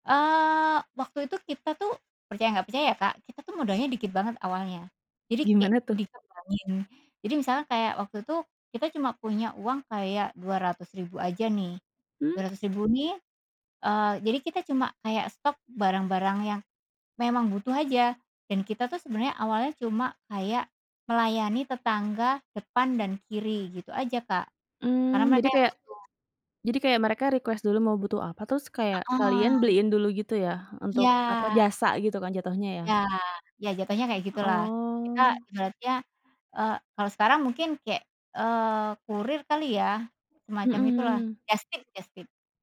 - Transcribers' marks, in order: tapping; in English: "request"
- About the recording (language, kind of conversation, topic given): Indonesian, podcast, Apa satu kegagalan yang justru menjadi pelajaran terbesar dalam hidupmu?